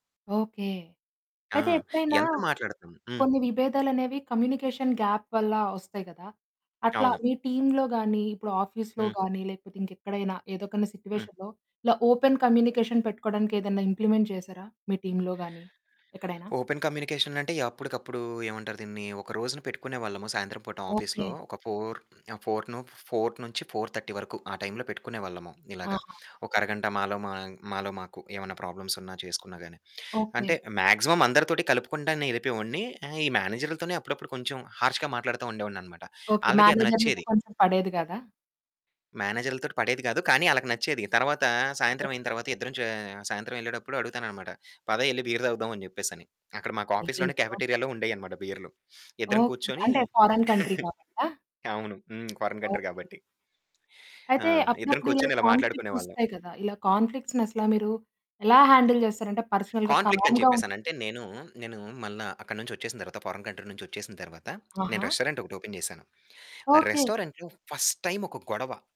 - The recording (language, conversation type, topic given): Telugu, podcast, టీమ్‌లో ఏర్పడే విభేదాలను మీరు ఎలా పరిష్కరిస్తారు?
- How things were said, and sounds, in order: in English: "కమ్యూనికేషన్ గ్యాప్"; in English: "టీమ్‌లో"; in English: "ఆఫీస్‌లో"; in English: "సిట్యుయేషన్‌లో"; in English: "ఓపెన్ కమ్యూనికేషన్"; in English: "ఇంప్లిమెంట్"; in English: "టీమ్‌లో"; in English: "ఓపెన్ కమ్యూనికేషన్"; in English: "ఆఫీస్‌లో"; in English: "ఫోర్"; in English: "ఫోర్"; in English: "ఫోర్"; in English: "ఫోర్ థర్టీ"; in English: "ప్రాబ్లమ్స్"; in English: "మాక్సిమం"; mechanical hum; in English: "హార్ష్‌గా"; distorted speech; in English: "మేనేజర్‌లతో"; other background noise; gasp; in English: "బీర్"; in English: "ఆఫీస్‌లోనే కాఫెటీరియాలో"; in English: "ఫారెన్ కంట్రీ"; sniff; laugh; in English: "ఫారిన్ కంట్రీ"; static; in English: "కాన్‌ఫ్లిక్ట్స్"; in English: "కాన్‌ఫ్లిక్ట్స్‌ని"; in English: "హ్యాండిల్"; in English: "పర్సనల్‌గా కామ్‌గా"; in English: "కాన్‌ఫ్లిక్ట్స్"; in English: "ఫారిన్ కంట్రీ"; in English: "రెస్టారెంట్"; in English: "రెస్టారెంట్‌లో ఫస్ట్ టైమ్"